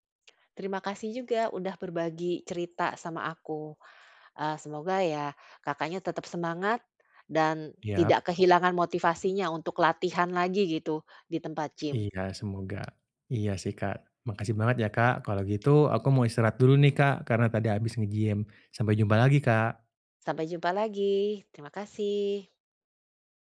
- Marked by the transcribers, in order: tapping; other background noise
- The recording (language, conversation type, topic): Indonesian, advice, Kenapa saya cepat bosan dan kehilangan motivasi saat berlatih?